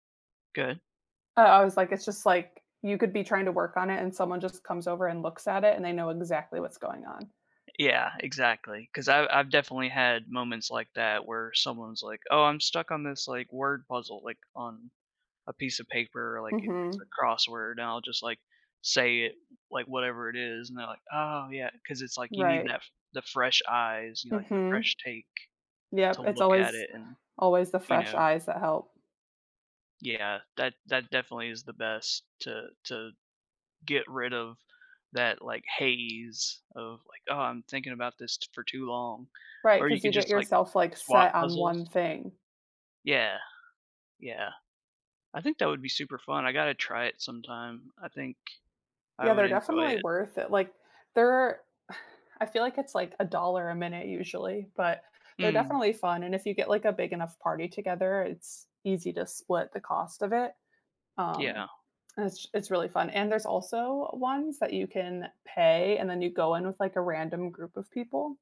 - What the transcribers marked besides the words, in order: tapping; sigh
- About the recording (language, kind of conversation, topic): English, unstructured, What would you do if you stumbled upon something that could change your life unexpectedly?